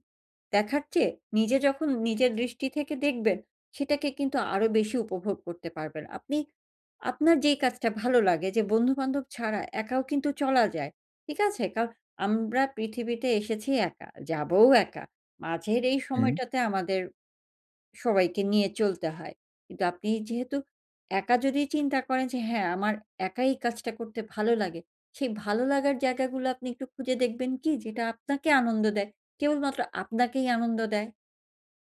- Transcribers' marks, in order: none
- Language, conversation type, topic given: Bengali, advice, পার্টি বা ছুটির দিনে বন্ধুদের সঙ্গে থাকলে যদি নিজেকে একা বা বাদ পড়া মনে হয়, তাহলে আমি কী করতে পারি?